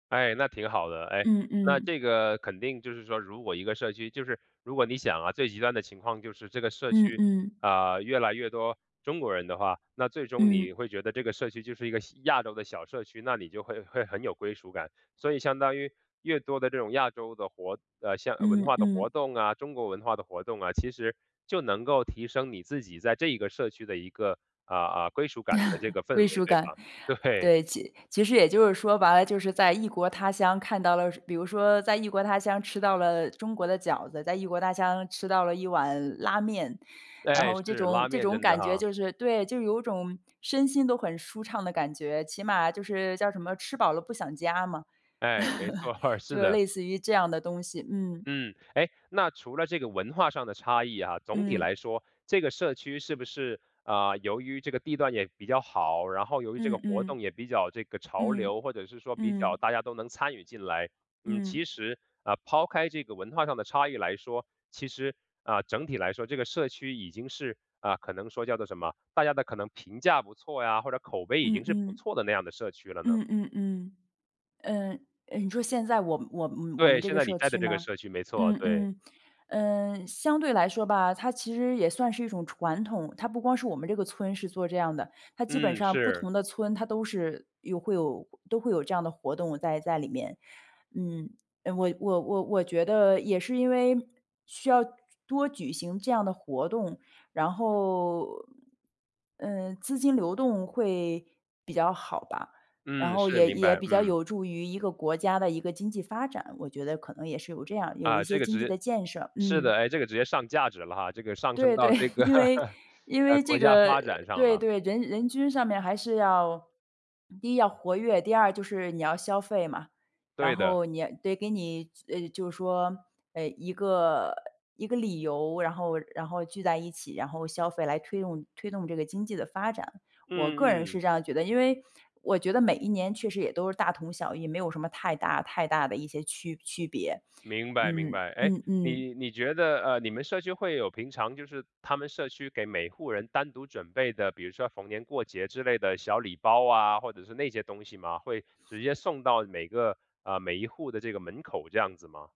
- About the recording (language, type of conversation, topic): Chinese, podcast, 怎么营造让人有归属感的社区氛围？
- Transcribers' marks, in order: other background noise; chuckle; chuckle; laughing while speaking: "错儿"; other noise; chuckle; laughing while speaking: "这个"; chuckle